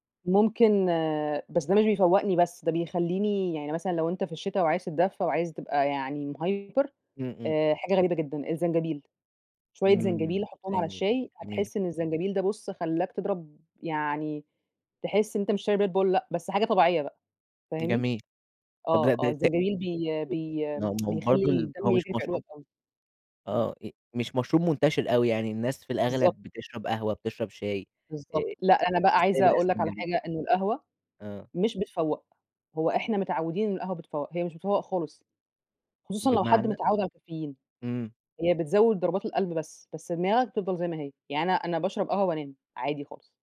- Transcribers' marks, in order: in English: "مهيبر"; other background noise; unintelligible speech; unintelligible speech
- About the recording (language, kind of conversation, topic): Arabic, podcast, ازاي بتحافظ على نشاطك طول اليوم؟